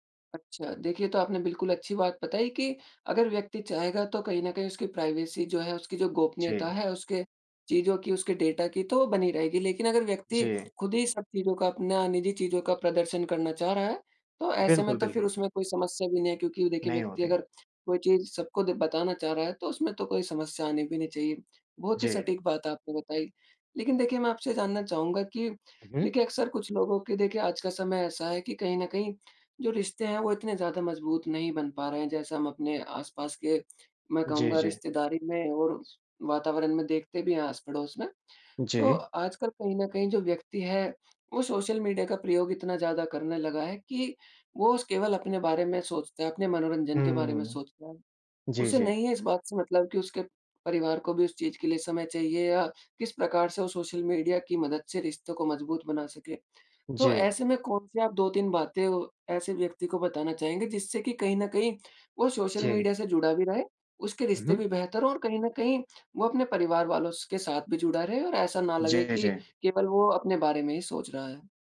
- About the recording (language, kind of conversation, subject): Hindi, podcast, सोशल मीडिया ने रिश्तों पर क्या असर डाला है, आपके हिसाब से?
- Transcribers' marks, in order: in English: "प्राइवेसी"; in English: "डेटा"; other background noise; tapping